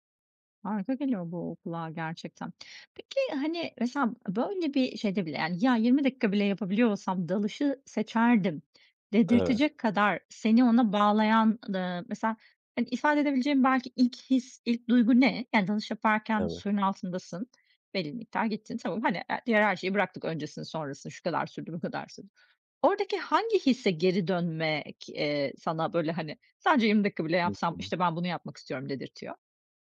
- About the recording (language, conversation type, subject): Turkish, podcast, Günde sadece yirmi dakikanı ayırsan hangi hobiyi seçerdin ve neden?
- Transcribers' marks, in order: none